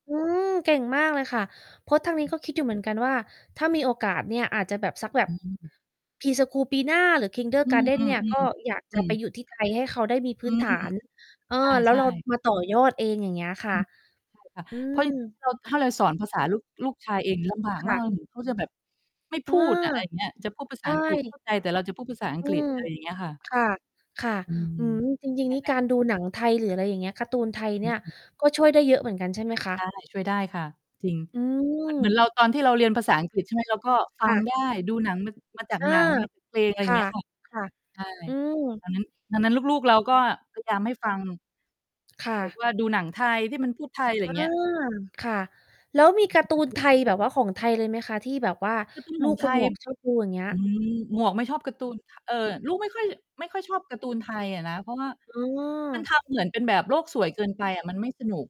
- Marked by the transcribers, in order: other background noise; distorted speech; in English: "Pre-school"; "kindergarten" said as "kindergarden"; unintelligible speech
- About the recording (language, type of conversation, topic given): Thai, unstructured, การดูหนังร่วมกับครอบครัวมีความหมายอย่างไรสำหรับคุณ?
- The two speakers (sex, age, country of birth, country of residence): female, 35-39, Thailand, United States; female, 45-49, Thailand, Thailand